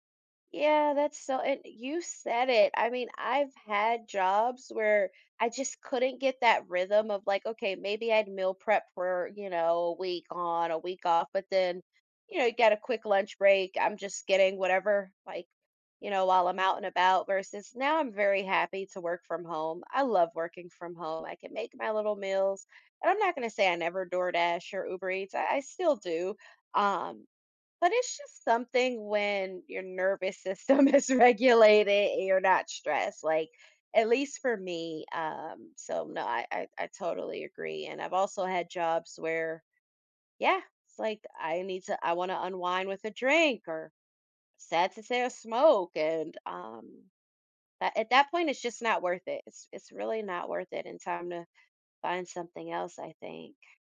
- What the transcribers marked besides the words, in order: laughing while speaking: "system is regulated"
- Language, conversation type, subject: English, unstructured, How do you make time for movement during a day that feels overloaded with obligations?